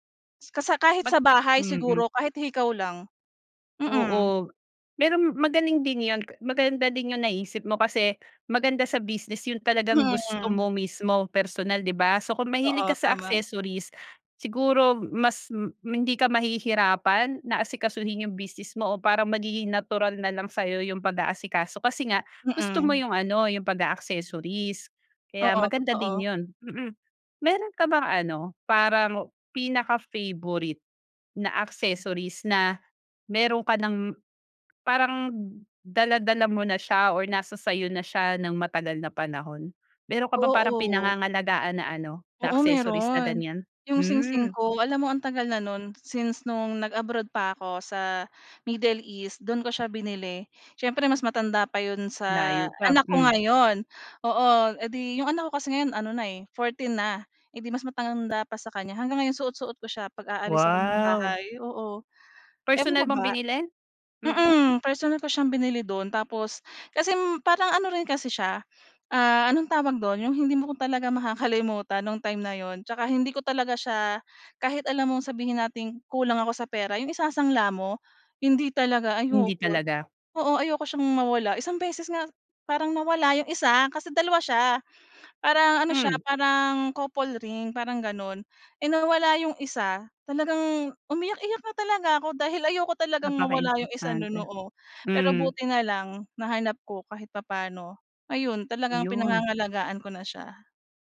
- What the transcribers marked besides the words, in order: other background noise; tapping; "business" said as "bisnis"
- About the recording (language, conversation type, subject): Filipino, podcast, Paano nakakatulong ang mga palamuti para maging mas makahulugan ang estilo mo kahit simple lang ang damit?